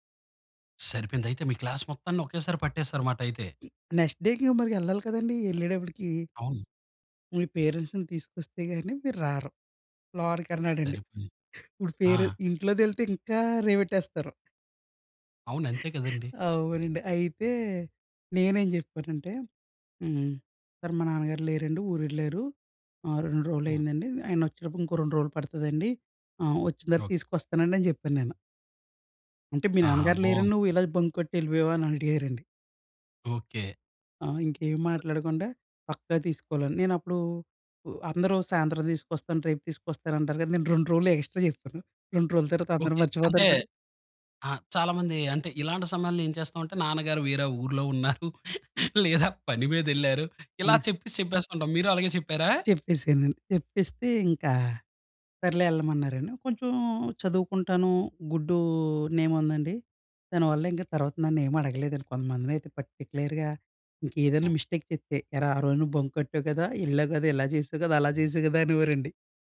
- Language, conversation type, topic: Telugu, podcast, ప్రకృతిలో మీరు అనుభవించిన అద్భుతమైన క్షణం ఏమిటి?
- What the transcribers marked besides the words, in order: other noise; in English: "నెక్స్ట్ డేకి"; in English: "పేరెంట్స్‌ని"; laughing while speaking: "ఇప్పుడు పేరె ఇంట్లో తెలిస్తే ఇంకా రేవెట్టేస్తారు"; laughing while speaking: "అవునండి"; in English: "బంక్"; unintelligible speech; laughing while speaking: "ఉన్నారు, లేదా పని మీదెళ్లారు, ఇలా చెప్పేసి చెప్పేస్తుంటాం. మీరు అలాగే చెప్పారా?"; in English: "నేమ్"; in English: "పర్టిక్యులర్‌గా"; in English: "మిస్టేక్"; in English: "బంక్"